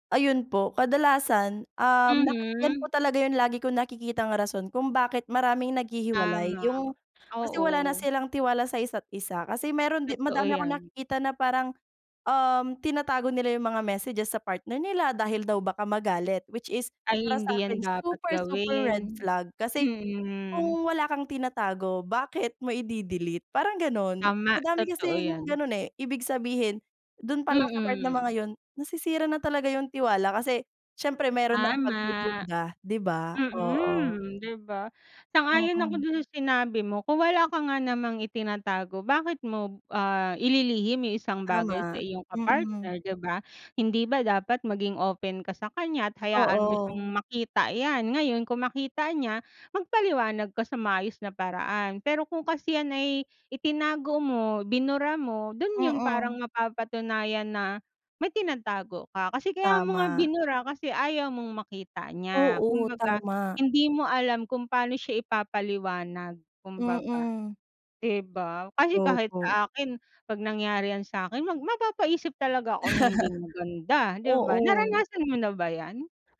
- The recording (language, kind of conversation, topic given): Filipino, unstructured, Paano mo ilalarawan ang ideal na relasyon para sa iyo, at ano ang pinakamahalagang bagay sa isang romantikong relasyon?
- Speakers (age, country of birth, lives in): 18-19, Philippines, Philippines; 35-39, Philippines, Philippines
- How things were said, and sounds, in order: laugh